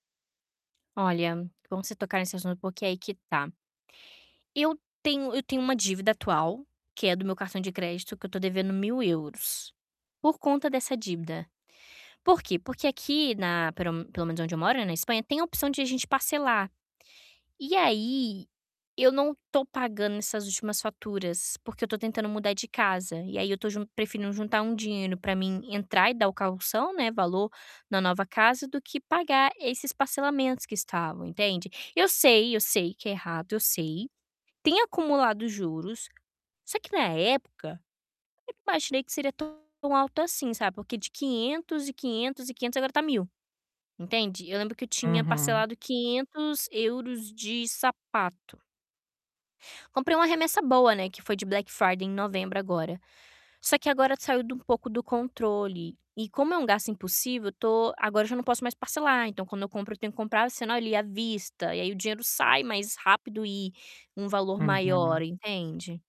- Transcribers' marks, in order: tapping; distorted speech
- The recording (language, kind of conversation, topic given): Portuguese, advice, Como os gastos impulsivos estão desestabilizando o seu orçamento?